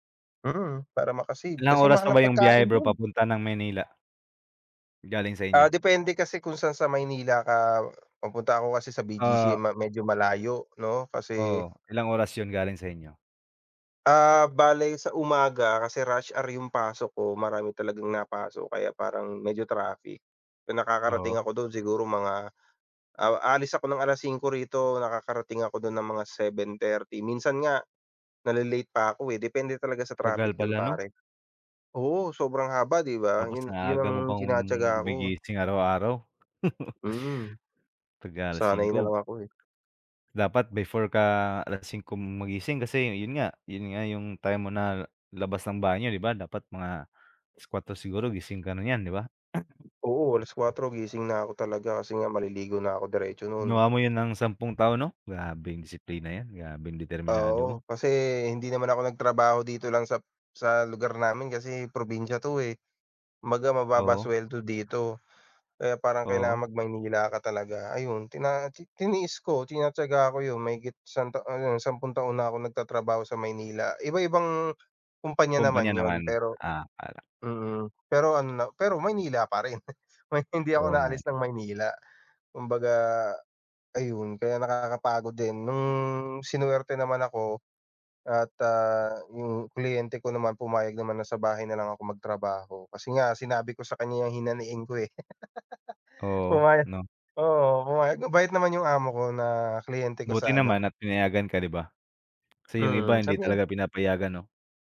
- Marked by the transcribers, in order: tapping; laugh; tongue click; other noise; throat clearing; laugh; laughing while speaking: "May hindi ako naalis ng Maynila"; other background noise; laugh; laughing while speaking: "Pumaya oo, pumayag"
- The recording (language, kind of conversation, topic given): Filipino, unstructured, Mas pipiliin mo bang magtrabaho sa opisina o sa bahay?